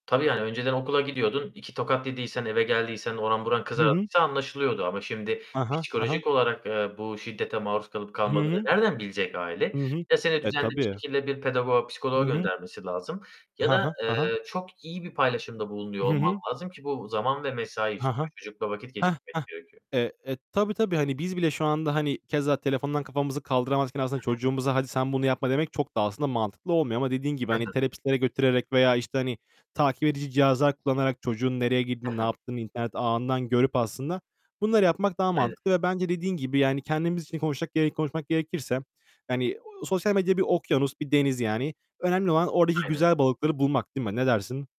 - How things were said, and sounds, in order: distorted speech; tapping
- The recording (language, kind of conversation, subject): Turkish, unstructured, Sosyal medyanın ruh sağlığımız üzerindeki etkisi sizce nasıl?